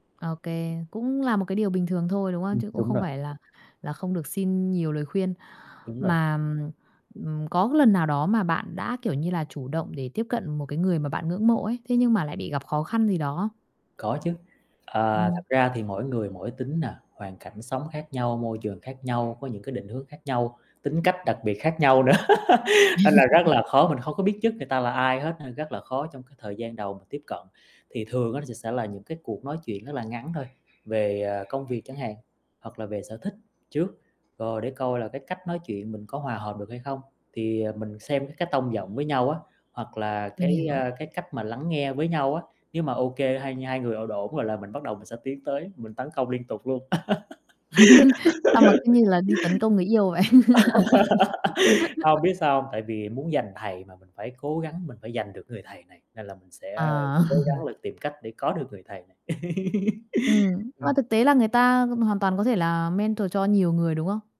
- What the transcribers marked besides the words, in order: other background noise; static; distorted speech; tapping; laugh; "ổn" said as "đổn"; laugh; laugh; laugh; laugh; in English: "mentor"
- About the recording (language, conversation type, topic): Vietnamese, podcast, Bạn thường tìm người cố vấn bằng cách nào?